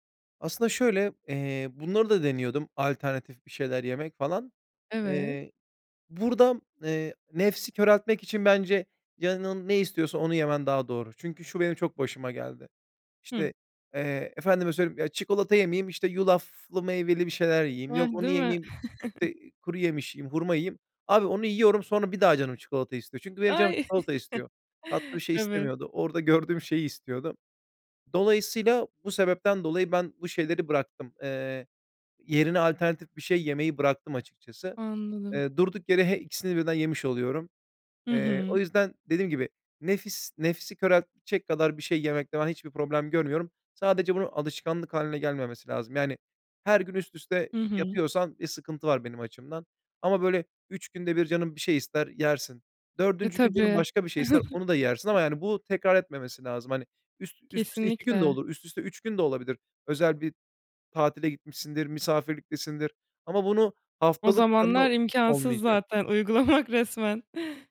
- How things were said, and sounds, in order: other background noise; chuckle; chuckle; chuckle
- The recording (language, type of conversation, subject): Turkish, podcast, Tatlı krizleriyle başa çıkmak için hangi yöntemleri kullanıyorsunuz?